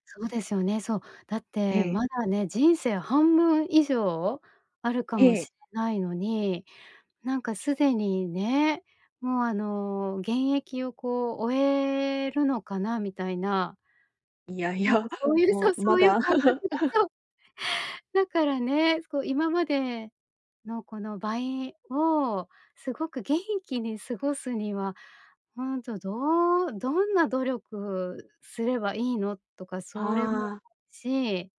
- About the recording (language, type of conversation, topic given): Japanese, advice, 将来が不安なとき、どうすれば落ち着けますか？
- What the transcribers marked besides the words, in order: chuckle; laugh; laughing while speaking: "そう そういう感覚が、そう"